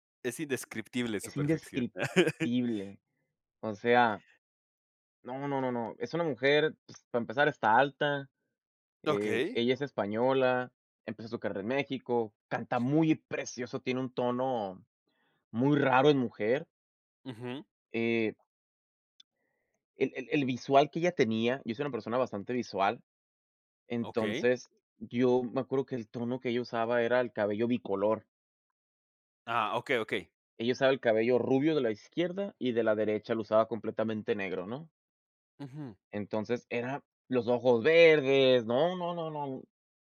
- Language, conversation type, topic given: Spanish, podcast, ¿Cuál es tu canción favorita de todos los tiempos?
- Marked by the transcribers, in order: chuckle; stressed: "muy precioso"